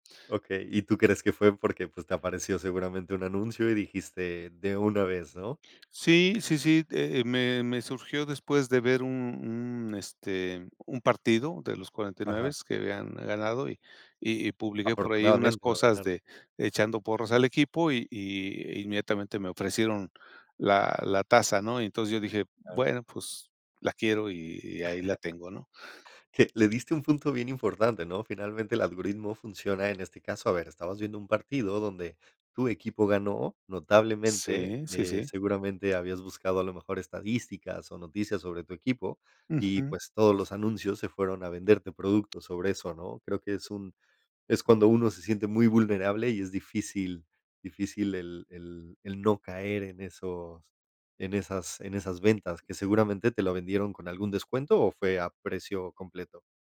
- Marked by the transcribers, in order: chuckle; other background noise
- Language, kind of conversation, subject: Spanish, podcast, ¿Cómo influye el algoritmo en lo que consumimos?